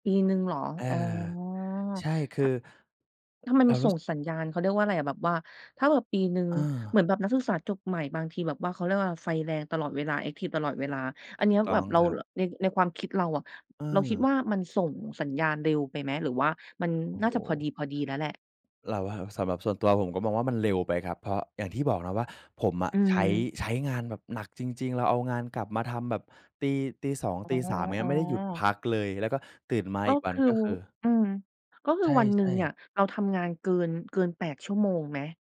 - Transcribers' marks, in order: none
- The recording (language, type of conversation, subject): Thai, podcast, คุณดูแลร่างกายอย่างไรเมื่อเริ่มมีสัญญาณหมดไฟ?